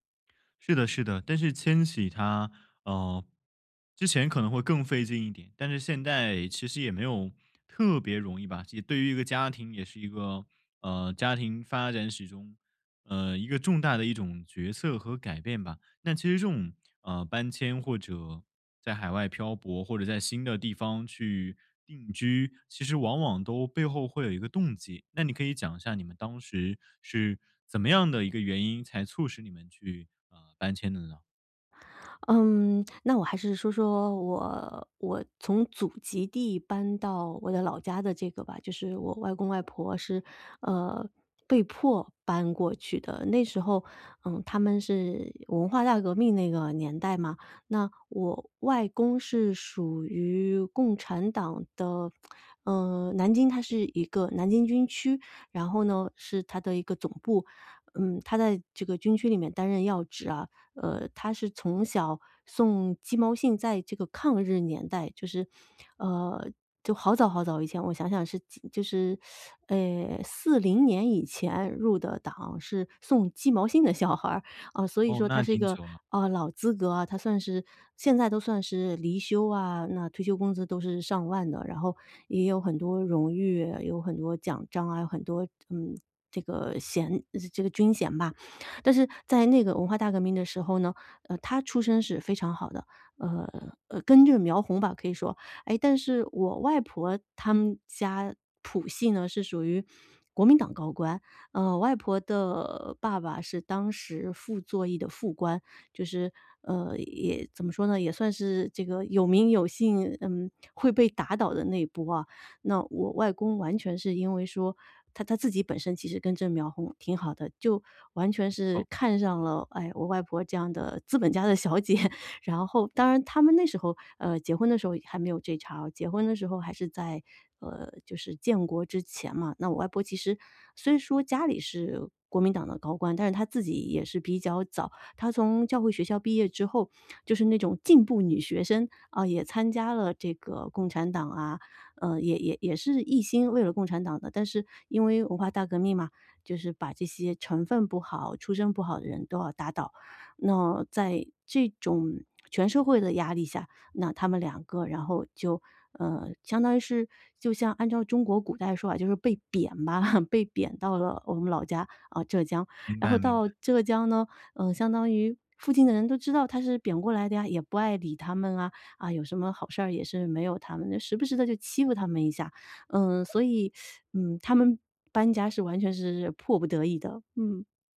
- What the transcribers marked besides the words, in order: teeth sucking; laughing while speaking: "小孩儿"; laughing while speaking: "资本家的小姐"; laugh; teeth sucking
- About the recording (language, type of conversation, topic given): Chinese, podcast, 你们家有过迁徙或漂泊的故事吗？